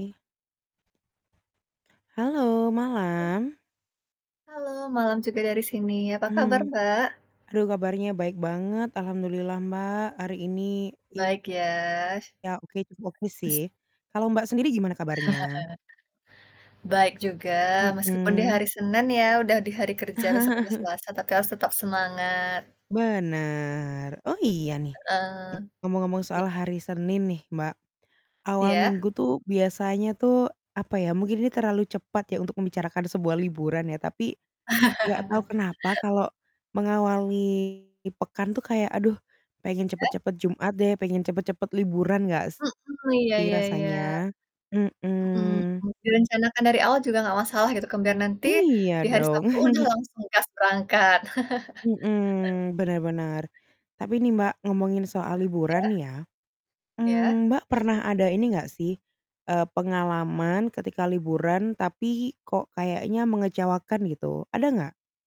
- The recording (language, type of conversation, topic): Indonesian, unstructured, Apa yang biasanya membuat pengalaman bepergian terasa mengecewakan?
- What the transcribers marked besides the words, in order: other noise; other background noise; tapping; static; distorted speech; mechanical hum; chuckle; chuckle; chuckle; chuckle; chuckle